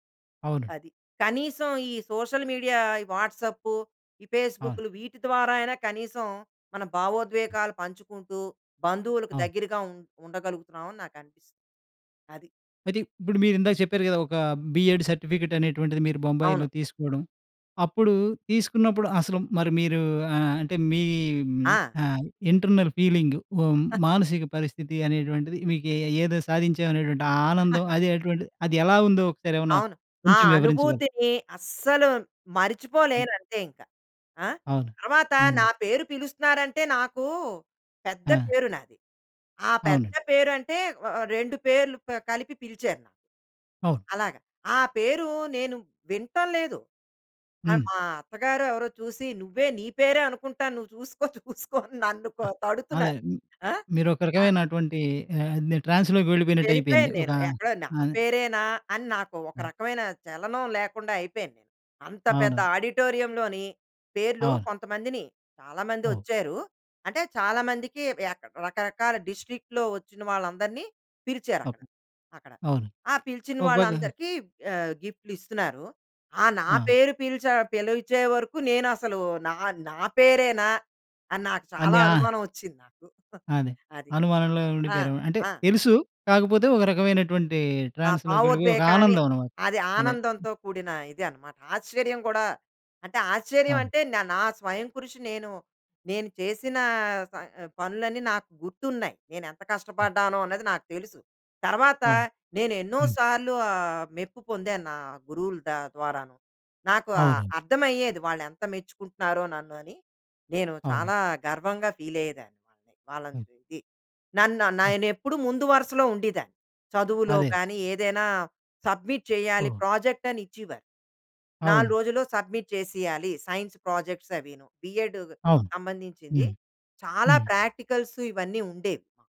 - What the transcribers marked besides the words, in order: in English: "సోషల్ మీడియా"; other background noise; in English: "బీఎడ్ సర్టిఫికెట్"; in English: "ఇంటర్నల్ ఫీలింగ్"; chuckle; chuckle; other noise; laughing while speaking: "చూసుకో అని నన్ను కొ తడుతున్నారు"; in English: "డిస్ట్రిక్ట్‌లో"; chuckle; in English: "ఫీల్"; unintelligible speech; in English: "సబ్మిట్"; in English: "ప్రాజెక్ట్"; in English: "సబ్మిట్"; in English: "సైన్స్ ప్రాజెక్ట్స్"; in English: "బిఎడ్"; in English: "ప్రాక్టికల్స్"
- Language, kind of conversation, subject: Telugu, podcast, మీరు గర్వపడే ఒక ఘట్టం గురించి వివరించగలరా?